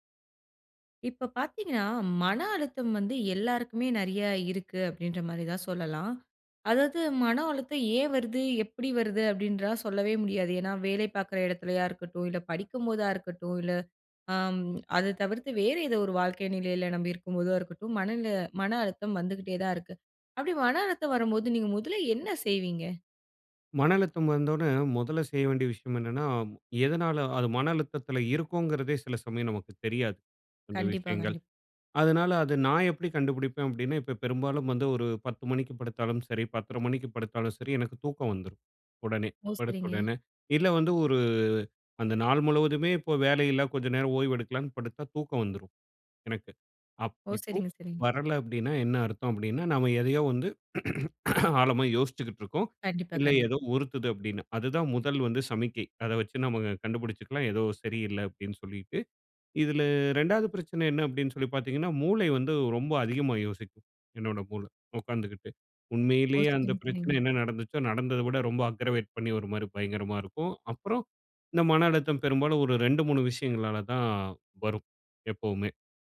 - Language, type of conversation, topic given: Tamil, podcast, மனஅழுத்தம் வந்தால் நீங்கள் முதலில் என்ன செய்கிறீர்கள்?
- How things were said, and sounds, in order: "அப்படின்னு" said as "அப்பிடின்றா"; "வந்தவுடனே" said as "வந்தோன்ன"; horn; drawn out: "ஒரு"; grunt; in English: "அக்ரவேட்"